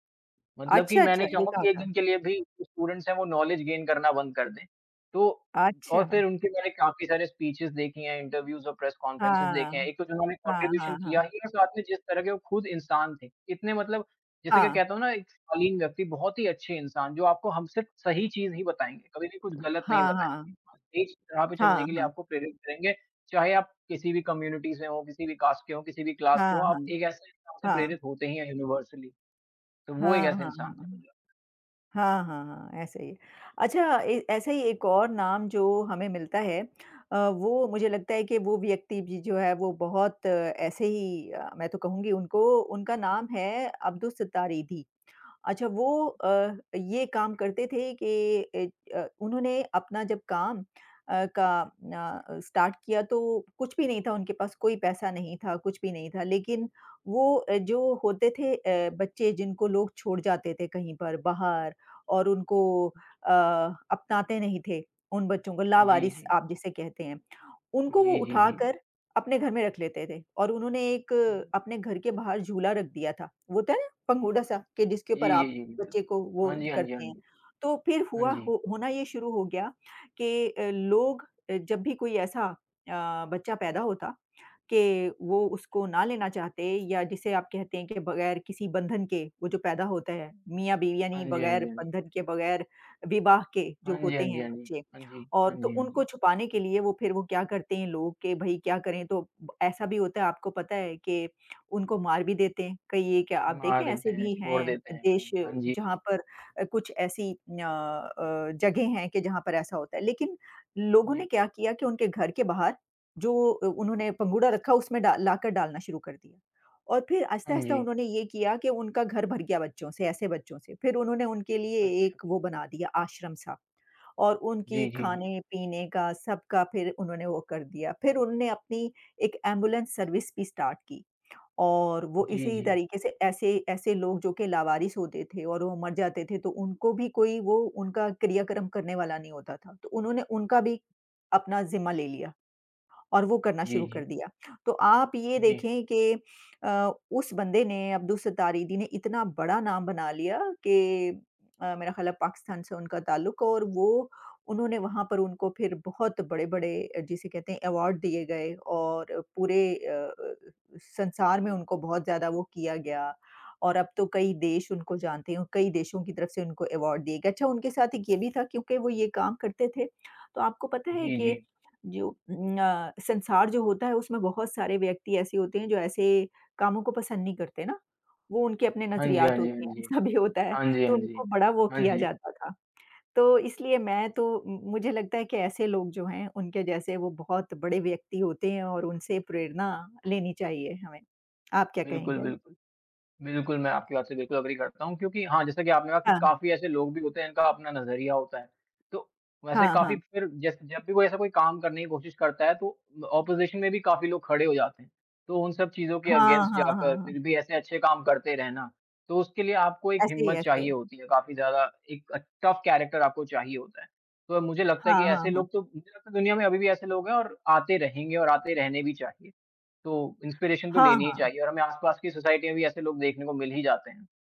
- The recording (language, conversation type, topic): Hindi, unstructured, आपके जीवन में सबसे प्रेरणादायक व्यक्ति कौन रहा है?
- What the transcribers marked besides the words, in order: in English: "स्टूडेंट्स"; in English: "नॉलेज गेन"; in English: "स्पीचेस"; in English: "इंटरव्यूज़"; in English: "प्रेस कॉन्फ़्रेंस"; other background noise; tapping; in English: "कंट्रीब्यूशन"; in English: "कम्युनिटी"; in English: "कास्ट"; in English: "क्लास"; in English: "युनिवर्सली"; in English: "स्टार्ट"; in English: "एम्बुलेंस सर्विस"; in English: "स्टार्ट"; in English: "अवार्ड"; in English: "अवार्ड"; laughing while speaking: "ऐसा भी होता है"; in English: "अग्री"; in English: "ओपोज़िशन"; in English: "अगेंस्ट"; in English: "टफ कैरेक्टर"; in English: "इंस्पिरेशन"; in English: "सोसाइटी"